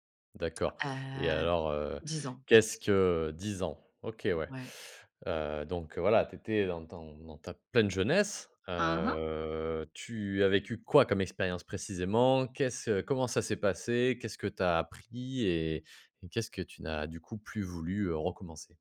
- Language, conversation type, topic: French, podcast, Peux-tu me parler d’une rupture qui t’a fait grandir ?
- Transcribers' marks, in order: tapping; drawn out: "Heu"; stressed: "quoi"